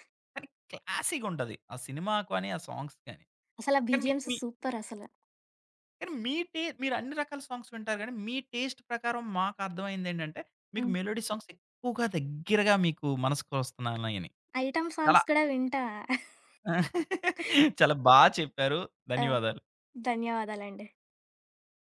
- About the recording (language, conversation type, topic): Telugu, podcast, నీకు హృదయానికి అత్యంత దగ్గరగా అనిపించే పాట ఏది?
- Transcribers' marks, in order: in English: "క్లాసిగుంటది"; in English: "సాంగ్స్"; in English: "బీజీఎమ్స్"; tapping; in English: "సాంగ్స్"; in English: "టేస్ట్"; in English: "మెలోడీ సాంగ్స్"; in English: "ఐటెమ్ సాంగ్స్"; chuckle; laugh; other background noise